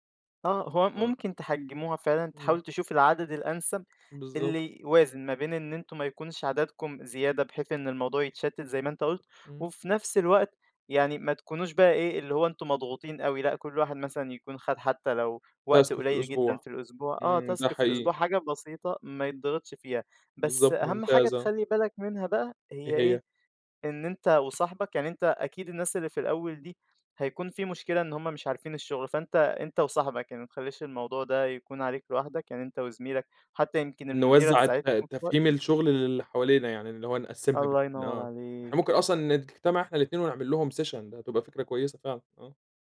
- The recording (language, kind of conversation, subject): Arabic, advice, إزاي أحط حدود في الشغل وأقول لأ للزيادة من غير ما أتعصب؟
- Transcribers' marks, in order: in English: "Task"; in English: "Task"; other background noise; in English: "session"